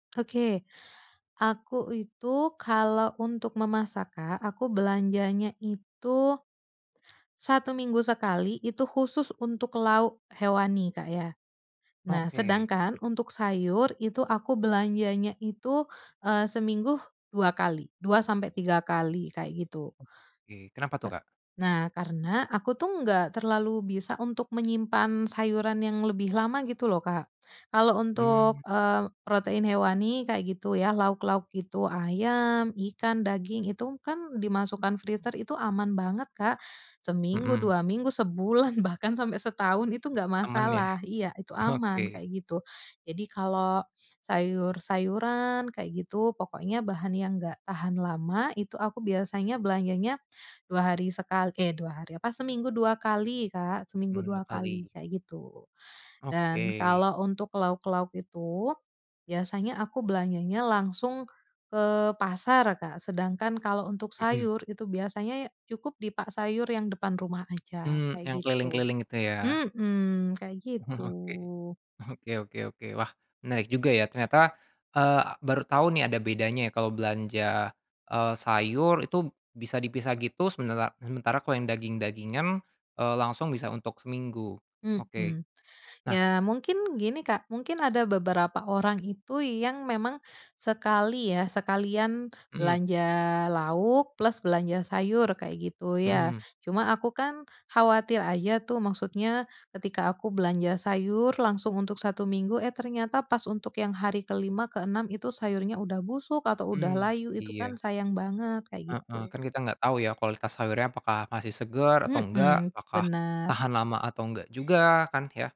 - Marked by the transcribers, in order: tapping; other background noise; in English: "freezer"; laughing while speaking: "Oke"; chuckle; laughing while speaking: "Oke"
- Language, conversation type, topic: Indonesian, podcast, Apa tips praktis untuk memasak dengan anggaran terbatas?